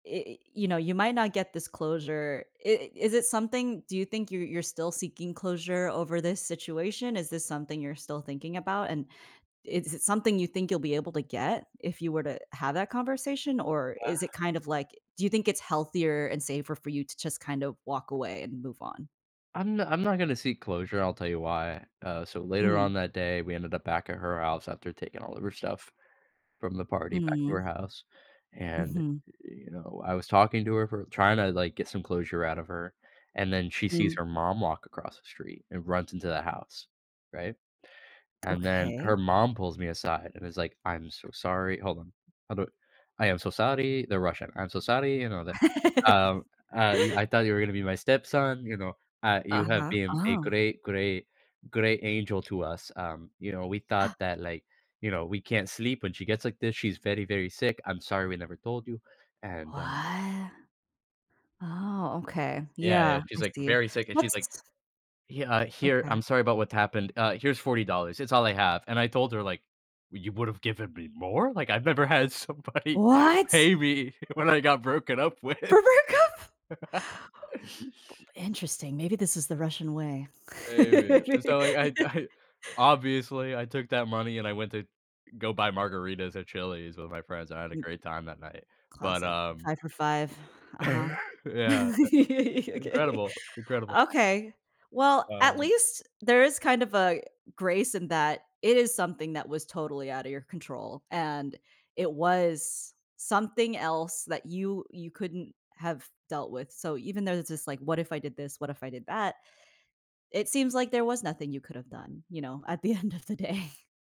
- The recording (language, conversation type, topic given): English, advice, How can I cope with shock after a sudden breakup?
- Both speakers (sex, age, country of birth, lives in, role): female, 30-34, United States, United States, advisor; male, 25-29, United States, United States, user
- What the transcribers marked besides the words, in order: other background noise; put-on voice: "I am so sorry"; put-on voice: "I'm so sorry"; laugh; put-on voice: "You I thought you were gonna be my stepson"; put-on voice: "you have been a great, great great angel to us"; put-on voice: "we thought that like"; gasp; put-on voice: "we can't sleep when she … never told you"; surprised: "What?!"; surprised: "For breakup?"; laughing while speaking: "with"; breath; laugh; laugh; chuckle; giggle; laughing while speaking: "Okay"; laughing while speaking: "at the end of the day"